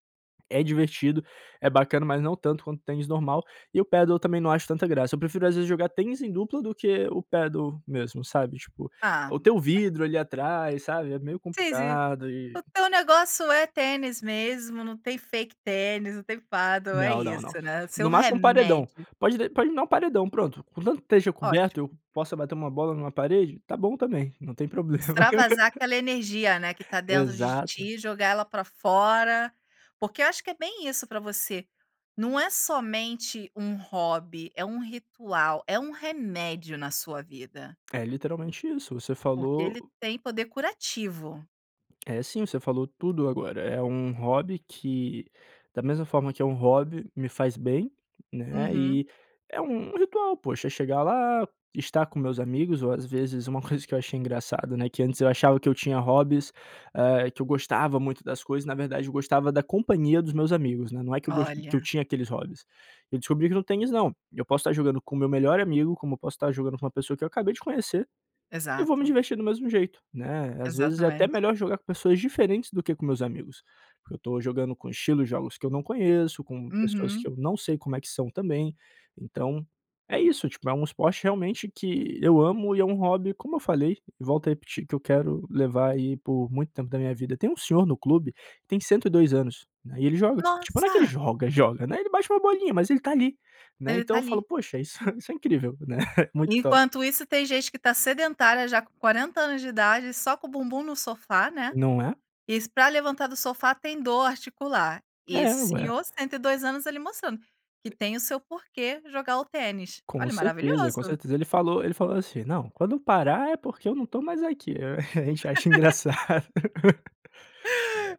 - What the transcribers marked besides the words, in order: unintelligible speech; laugh; tapping; surprised: "Nossa"; chuckle; laugh
- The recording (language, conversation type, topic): Portuguese, podcast, Que hobby da infância você mantém até hoje?
- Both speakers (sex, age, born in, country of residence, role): female, 40-44, Brazil, Italy, host; male, 25-29, Brazil, Portugal, guest